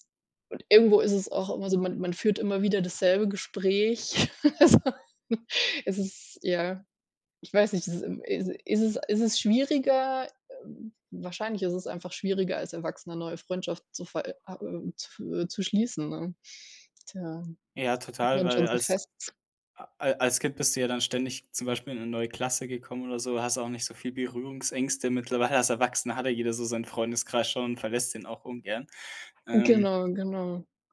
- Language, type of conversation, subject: German, advice, Wie kann ich meine soziale Unsicherheit überwinden, um im Erwachsenenalter leichter neue Freundschaften zu schließen?
- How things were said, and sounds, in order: chuckle; laughing while speaking: "Also"; tapping